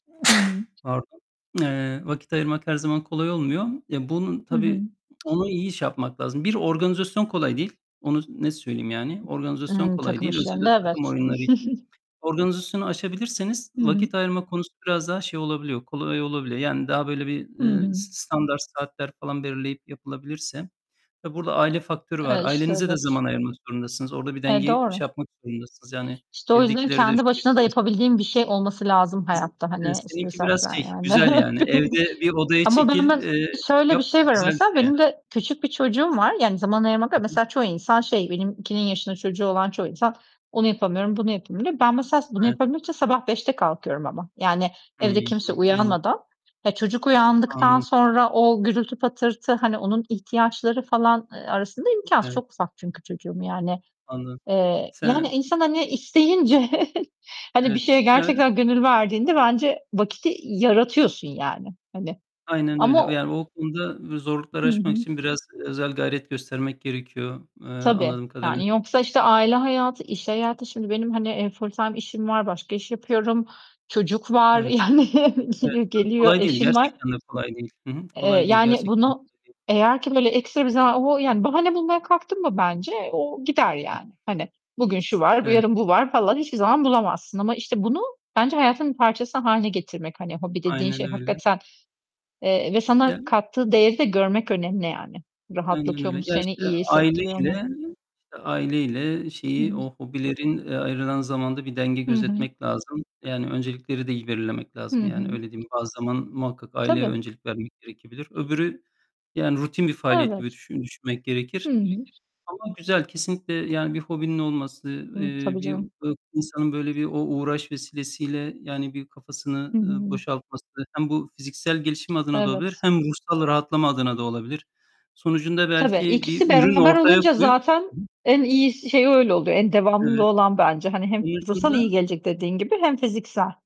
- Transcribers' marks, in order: sneeze; distorted speech; tapping; other background noise; chuckle; unintelligible speech; unintelligible speech; chuckle; unintelligible speech; laughing while speaking: "isteyince"; unintelligible speech; "vakti" said as "vakiti"; unintelligible speech; laughing while speaking: "yani, g geliyor"; static; unintelligible speech
- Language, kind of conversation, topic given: Turkish, unstructured, Hobiler hayatımızda neden önemli olabilir?